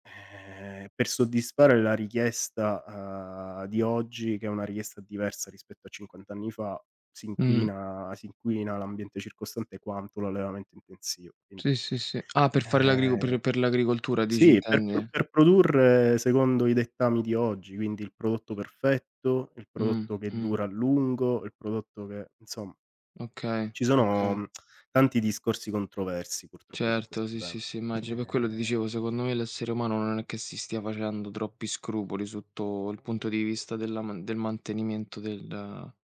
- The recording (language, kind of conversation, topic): Italian, unstructured, Quanto potrebbe cambiare il mondo se tutti facessero piccoli gesti ecologici?
- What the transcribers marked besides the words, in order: tsk